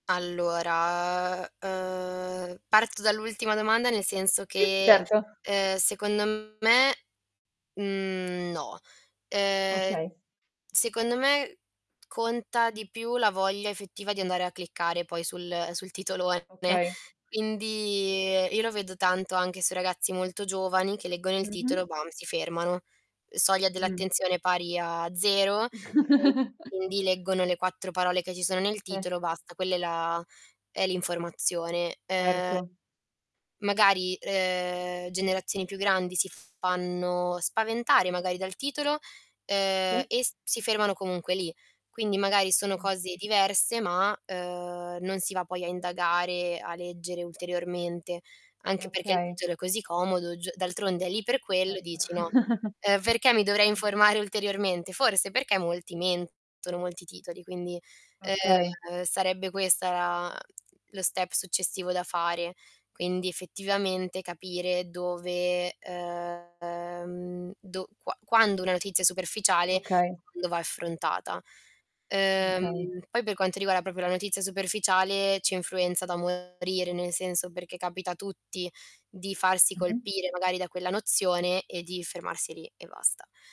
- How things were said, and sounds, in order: drawn out: "Allora"; drawn out: "ehm"; distorted speech; drawn out: "quindi"; chuckle; drawn out: "ehm"; chuckle; unintelligible speech
- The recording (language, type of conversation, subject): Italian, podcast, In che modo la rappresentazione delle minoranze nei media incide sulla società?